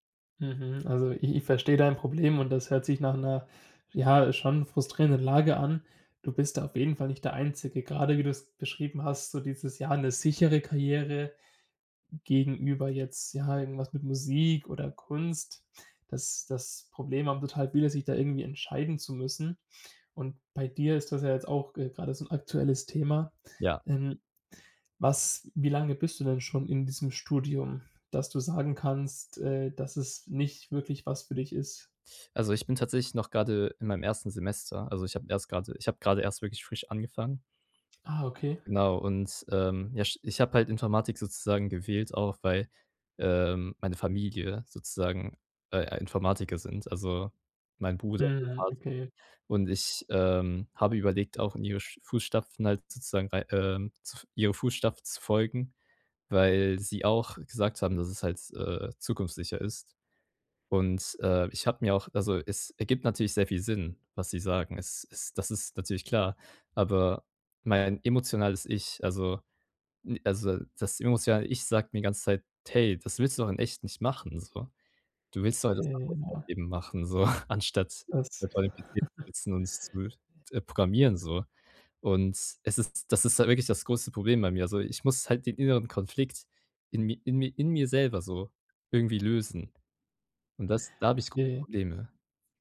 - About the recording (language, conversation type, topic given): German, advice, Wie kann ich klare Prioritäten zwischen meinen persönlichen und beruflichen Zielen setzen?
- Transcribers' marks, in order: unintelligible speech; chuckle